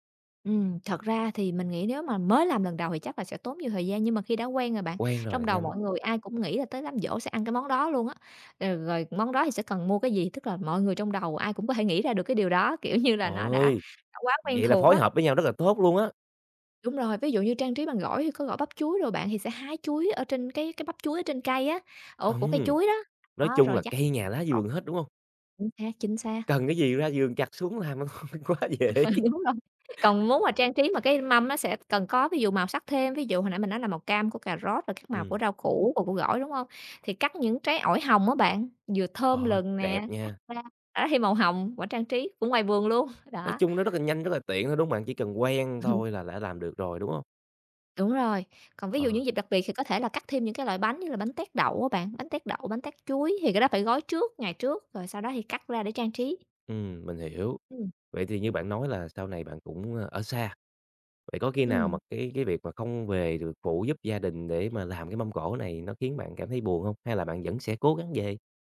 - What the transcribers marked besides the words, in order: other background noise; unintelligible speech; laughing while speaking: "luôn, quá dễ"; laugh; chuckle
- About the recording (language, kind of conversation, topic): Vietnamese, podcast, Làm sao để bày một mâm cỗ vừa đẹp mắt vừa ấm cúng, bạn có gợi ý gì không?